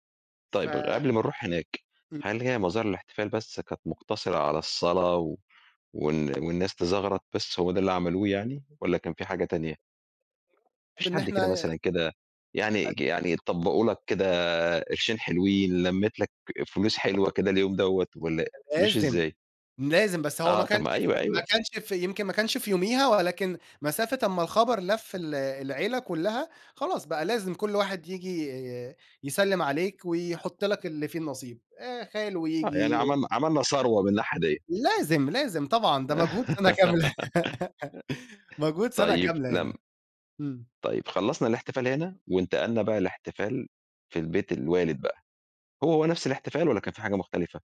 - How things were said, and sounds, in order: unintelligible speech; laugh; laugh
- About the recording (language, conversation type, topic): Arabic, podcast, إيه أجمل لحظة احتفال في عيلتك لسه فاكرها؟